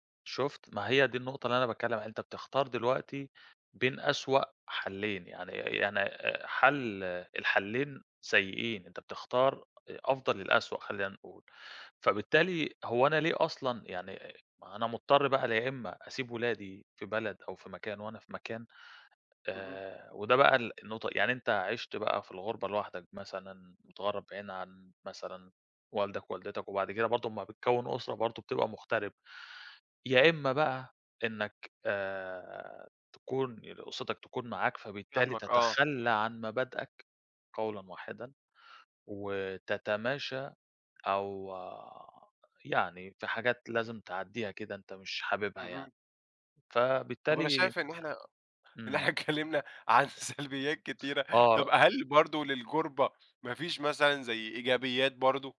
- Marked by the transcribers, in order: laughing while speaking: "إن إحنا اتكلمنا عن سلبيات كتيرة"
- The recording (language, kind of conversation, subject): Arabic, podcast, إيه تأثير الانتقال أو الهجرة على هويتك؟